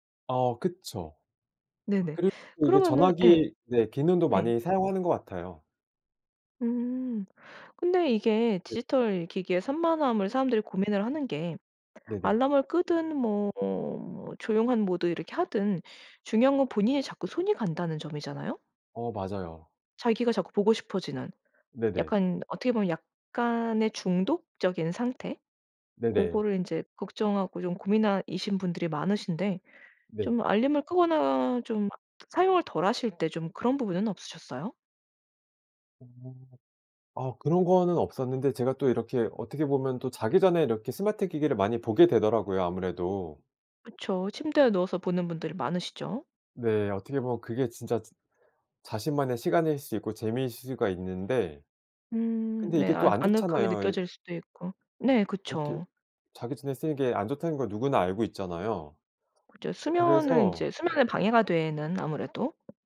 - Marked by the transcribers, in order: other background noise
- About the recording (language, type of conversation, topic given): Korean, podcast, 디지털 기기로 인한 산만함을 어떻게 줄이시나요?